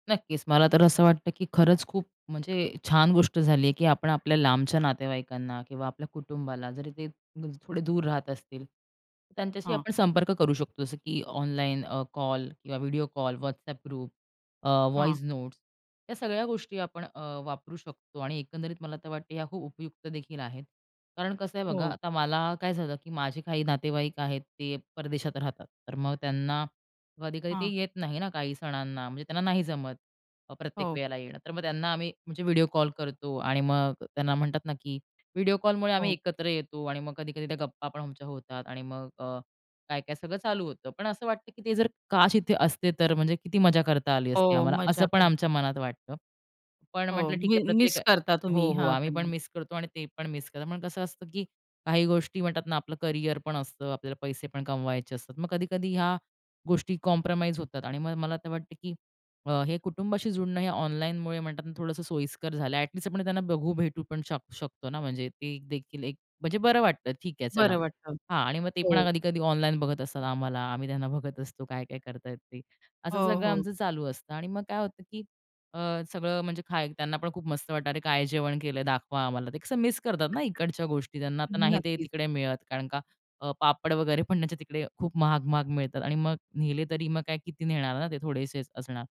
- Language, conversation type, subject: Marathi, podcast, कुटुंबाशी संपर्कात राहणे इंटरनेटद्वारे अधिक सोपे होते का?
- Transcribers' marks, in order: in English: "व्हॉईस नोट्स"; in Hindi: "काश"; in English: "मिस"; in English: "मिस"; in English: "मिस"; in English: "कॉम्प्रोमाईज"; in English: "ॲटलीस्ट"; in English: "मिस"